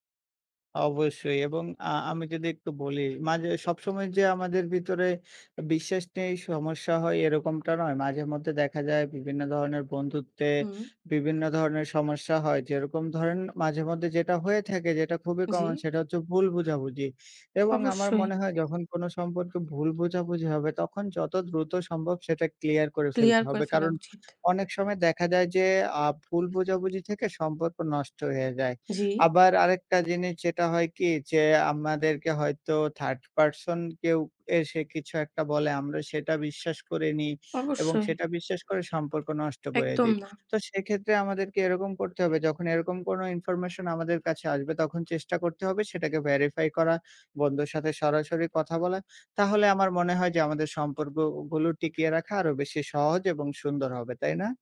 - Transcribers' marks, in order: other background noise; alarm
- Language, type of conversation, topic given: Bengali, unstructured, বন্ধুত্বে একবার বিশ্বাস ভেঙে গেলে কি তা আবার ফিরে পাওয়া সম্ভব?
- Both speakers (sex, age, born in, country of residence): female, 20-24, Bangladesh, Italy; male, 20-24, Bangladesh, Bangladesh